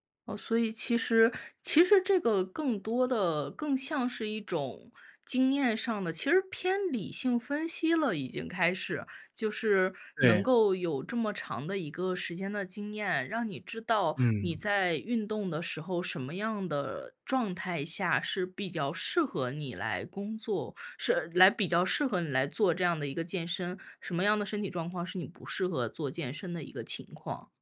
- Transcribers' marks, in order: none
- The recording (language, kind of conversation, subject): Chinese, podcast, 你能跟我分享一次你听从身体直觉的经历吗？